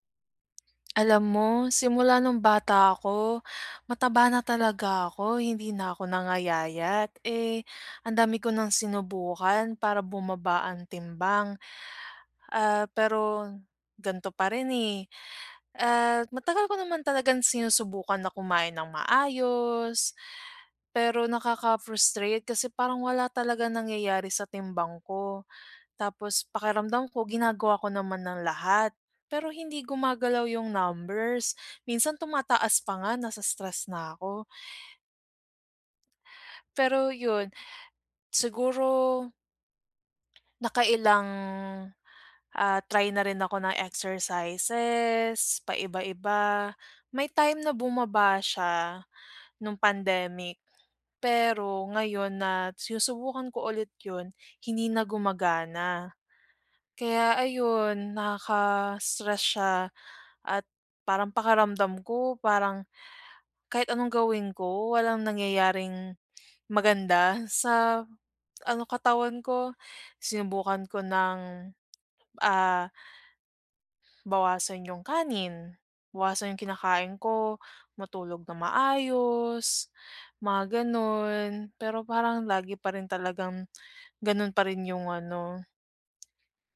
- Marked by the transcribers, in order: none
- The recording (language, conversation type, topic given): Filipino, advice, Bakit hindi bumababa ang timbang ko kahit sinusubukan kong kumain nang masustansiya?